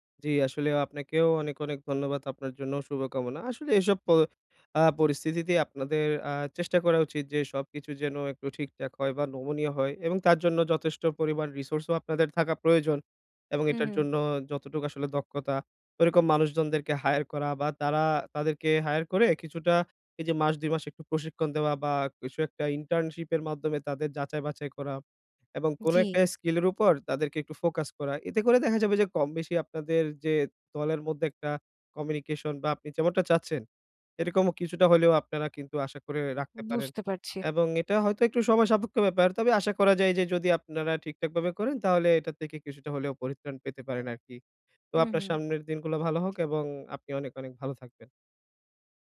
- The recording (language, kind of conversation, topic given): Bengali, advice, দক্ষ টিম গঠন ও ধরে রাখার কৌশল
- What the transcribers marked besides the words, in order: tapping; other background noise